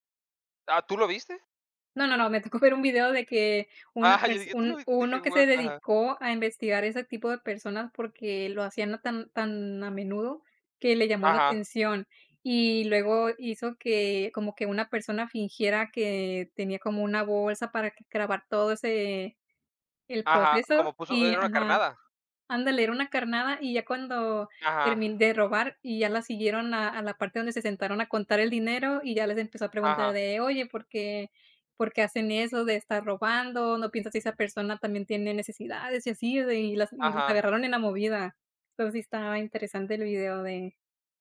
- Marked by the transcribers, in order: laughing while speaking: "Ajá"
- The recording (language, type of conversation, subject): Spanish, unstructured, ¿Alguna vez te han robado algo mientras viajabas?